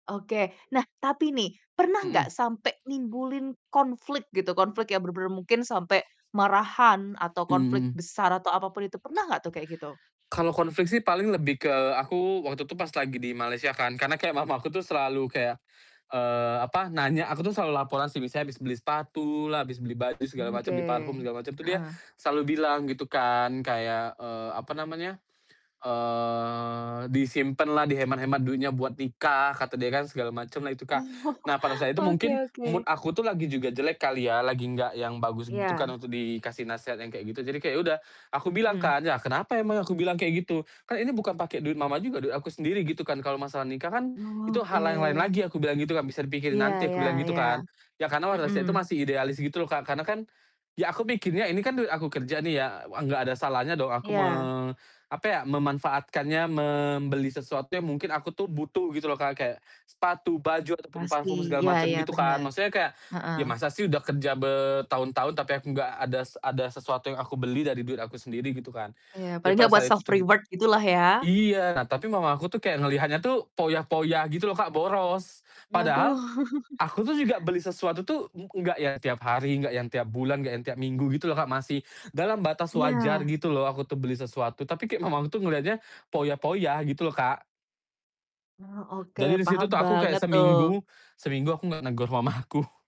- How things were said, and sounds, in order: other background noise; drawn out: "eee"; laughing while speaking: "Oh"; in English: "mood"; distorted speech; in English: "self reward"; "foya-foya" said as "poyah-poyah"; chuckle; laughing while speaking: "mamaku"
- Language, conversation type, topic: Indonesian, podcast, Apa saja tekanan tak tertulis yang paling sering datang dari keluarga?
- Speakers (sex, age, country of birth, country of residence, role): female, 25-29, Indonesia, Indonesia, host; male, 30-34, Indonesia, Indonesia, guest